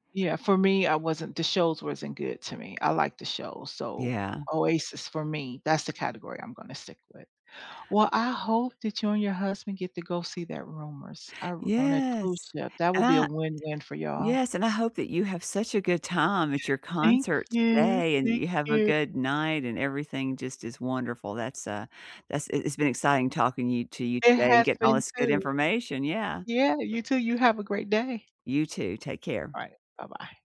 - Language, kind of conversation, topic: English, unstructured, Which performer would you splurge on to see live, and what makes them unmissable for you?
- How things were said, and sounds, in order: none